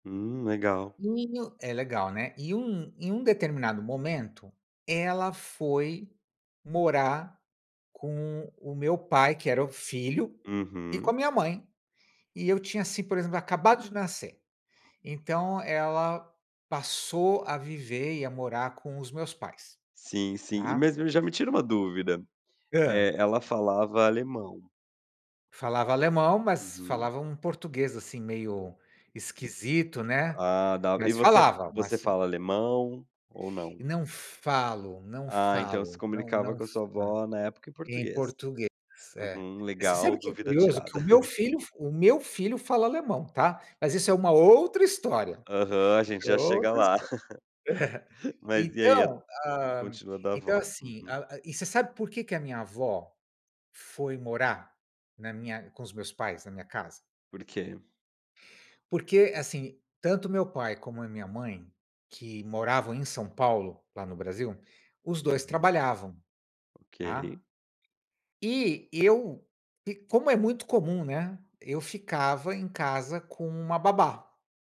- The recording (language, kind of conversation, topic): Portuguese, podcast, O que muda na convivência quando avós passam a viver com filhos e netos?
- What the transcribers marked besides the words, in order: tapping; "tá" said as "dá"; chuckle; chuckle; giggle